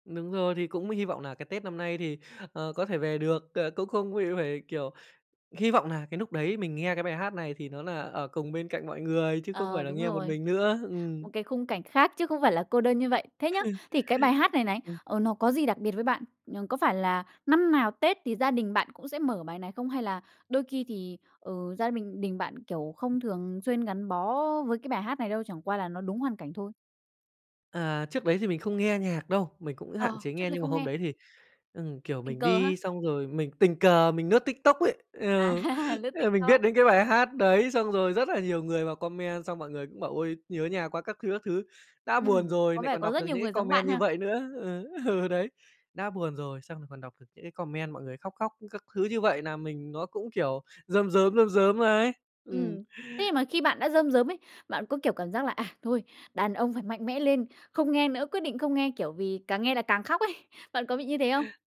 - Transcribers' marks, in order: "lúc" said as "núc"; laugh; tapping; "lướt" said as "nướt"; laughing while speaking: "À"; in English: "comment"; in English: "comment"; laughing while speaking: "ừ"; in English: "comment"; "làm" said as "nàm"; laughing while speaking: "ấy"
- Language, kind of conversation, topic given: Vietnamese, podcast, Bạn đã bao giờ nghe nhạc đến mức bật khóc chưa, kể cho mình nghe được không?